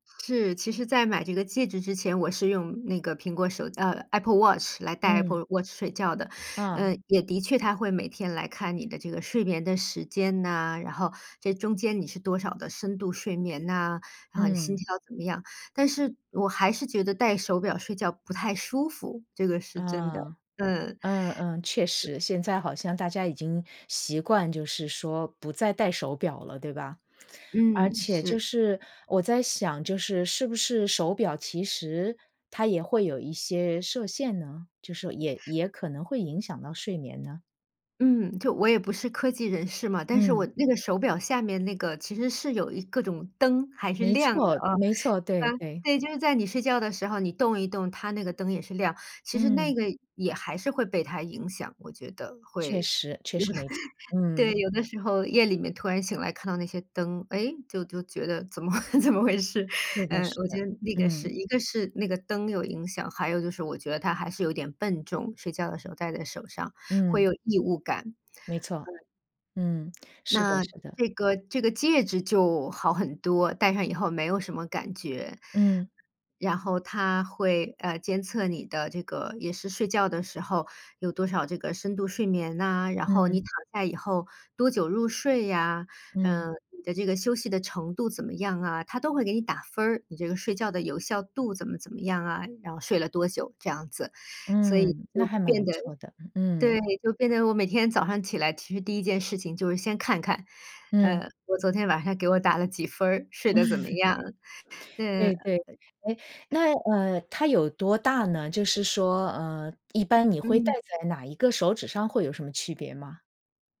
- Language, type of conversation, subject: Chinese, podcast, 你平时会怎么平衡使用电子设备和睡眠？
- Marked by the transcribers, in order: other background noise; chuckle; laughing while speaking: "怎么 怎么回事"; lip smack; chuckle